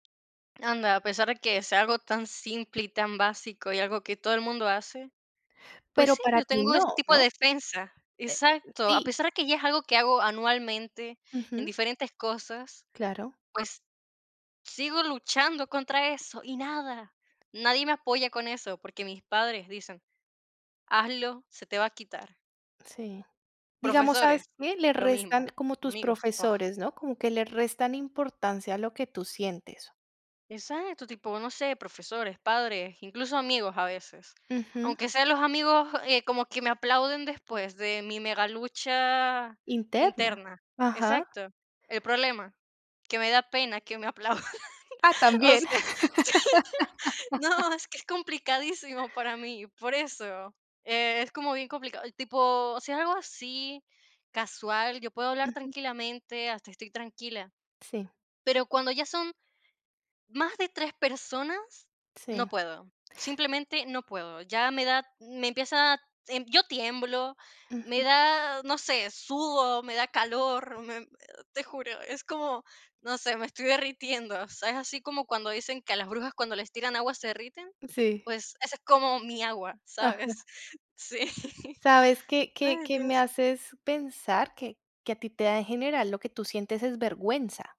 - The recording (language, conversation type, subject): Spanish, advice, ¿Cómo te has sentido cuando te da ansiedad intensa antes de hablar en público?
- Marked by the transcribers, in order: tapping; laugh; laughing while speaking: "sí, no, es que es complicadísimo para mí"; laugh; laughing while speaking: "Sí"